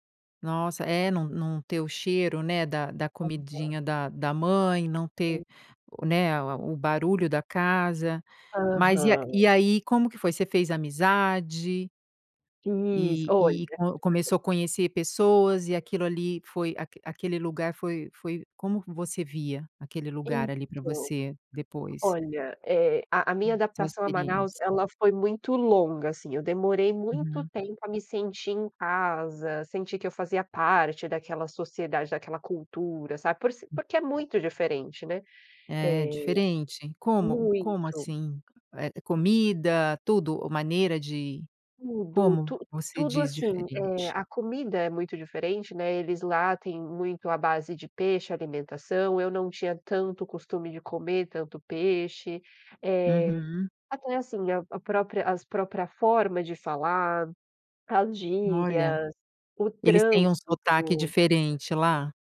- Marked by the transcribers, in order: chuckle
- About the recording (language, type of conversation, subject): Portuguese, podcast, Como foi a sua primeira experiência longe da família?